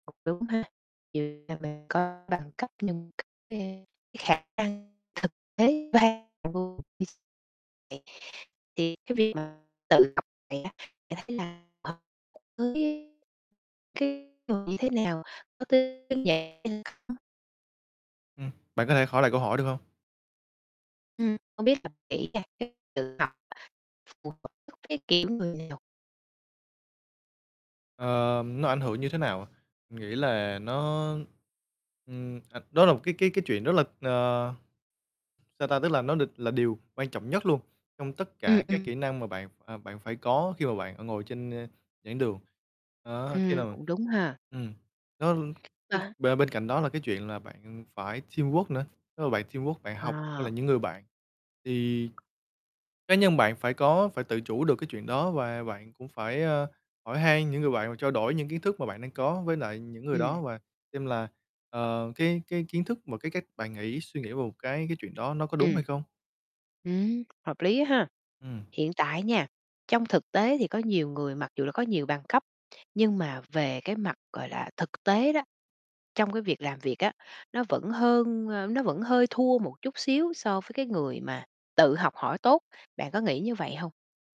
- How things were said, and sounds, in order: distorted speech; unintelligible speech; unintelligible speech; unintelligible speech; unintelligible speech; tapping; in English: "teamwork"; other background noise; in English: "teamwork"
- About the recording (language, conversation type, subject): Vietnamese, podcast, Bạn có nghĩ kỹ năng tự học quan trọng hơn bằng cấp không?